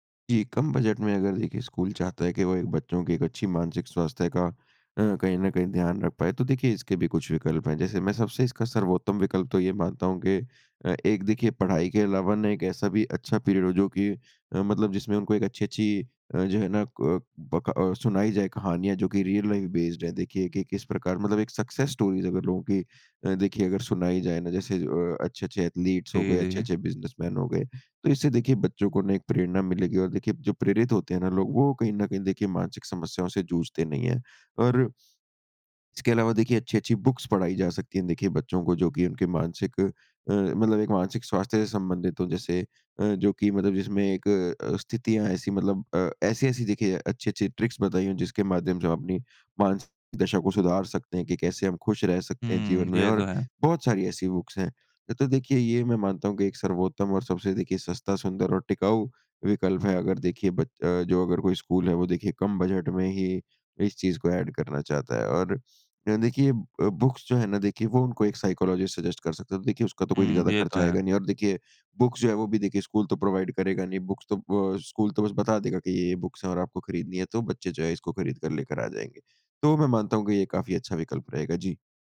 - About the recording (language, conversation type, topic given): Hindi, podcast, मानसिक स्वास्थ्य को स्कूल में किस तरह शामिल करें?
- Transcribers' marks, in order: in English: "रियल लाइफ़ बेस्ड"; in English: "सक्सेस स्टोरीस"; in English: "एथलीट्स"; in English: "बिज़नेसमैन"; in English: "बुक्स"; in English: "ट्रिक्स"; in English: "बुक्स"; in English: "एड"; in English: "बुक्स"; in English: "साइकोलॉजिस्ट सजेस्ट"; in English: "बुक्स"; in English: "प्रोवाइड"; in English: "बुक्स"; in English: "बुक्स"